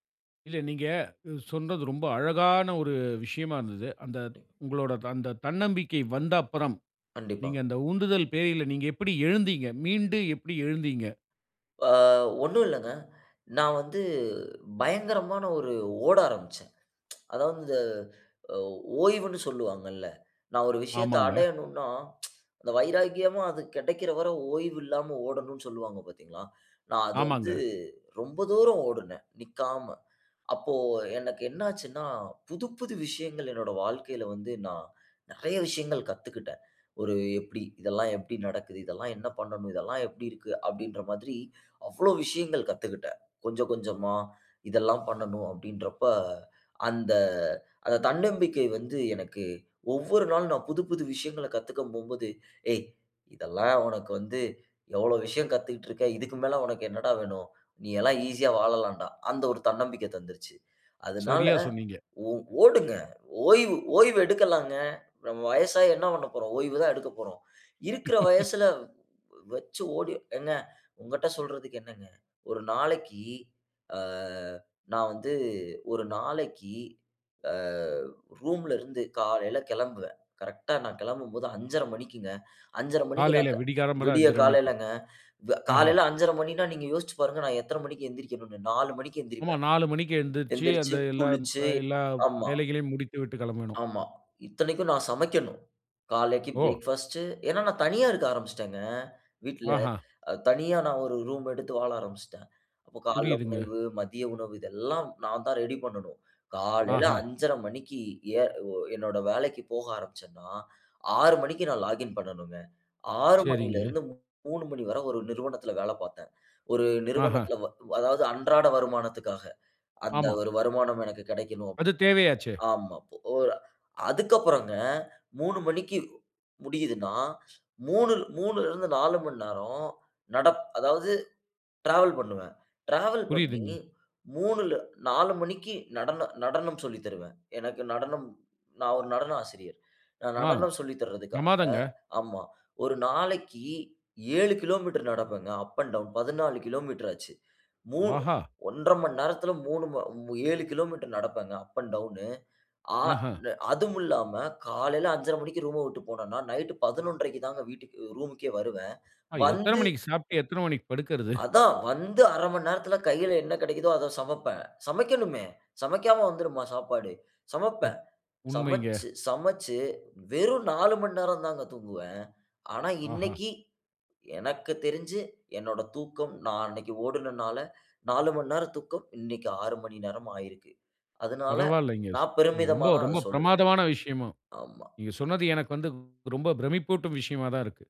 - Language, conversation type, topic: Tamil, podcast, தன்னம்பிக்கை குறையும்போது நீங்கள் என்ன செய்கிறீர்கள்?
- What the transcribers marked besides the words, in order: unintelligible speech; drawn out: "அ"; tsk; trusting: "நான் ஒரு விஷயத்த அடையணுன்னா அந்த … நாலு மணிக்கு எந்திரிப்பேன்"; tsk; other background noise; angry: "ஏய் இதெல்லாம் உனக்கு வந்து எவ்ளோ … எல்லாம் ஈசியா வாழலாண்டா"; chuckle; drawn out: "ஆ"; drawn out: "அ"; put-on voice: "இத்தனைக்கும் நான் சமைக்கணும். காலைக்கி பிரேக்ஃபாஸ்ட் … வீட்டுக்கு ரூம்க்கே வருவேன்"; in English: "பிரேக்ஃபாஸ்ட்"; in English: "அப் அண்ட் டவுன்"; surprised: "ஆஹா!"; in English: "அப் அண்ட் டவுன்"; laughing while speaking: "படுக்குறது?"; surprised: "ஸ் ரொம்ப ரொம்ப பிரமாதமான விஷயமும் … விஷயமா தான் இருக்கு!"